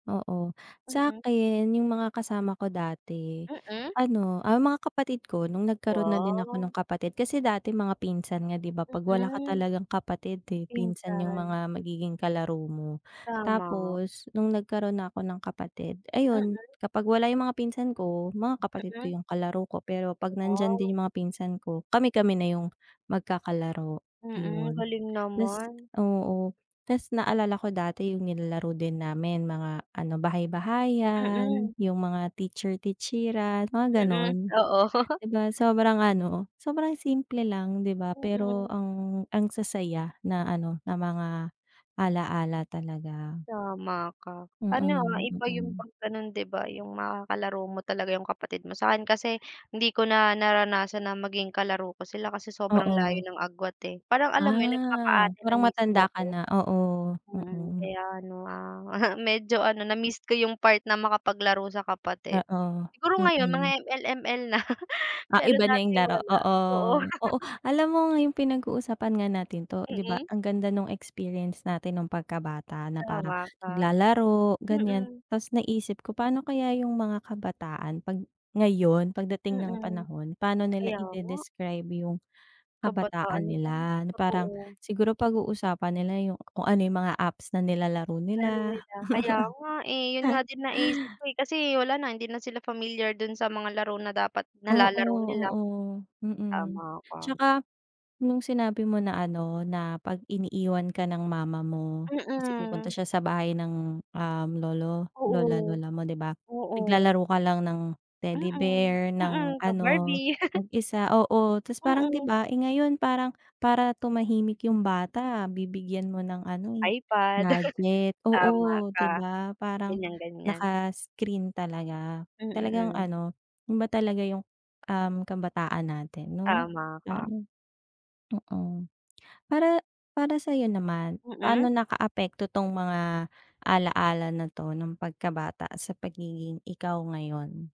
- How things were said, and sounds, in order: other background noise; laugh; chuckle; laugh; chuckle; laugh; tapping; laugh; unintelligible speech
- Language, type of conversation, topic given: Filipino, unstructured, Ano ang pinakamatamis na alaala mo noong pagkabata mo?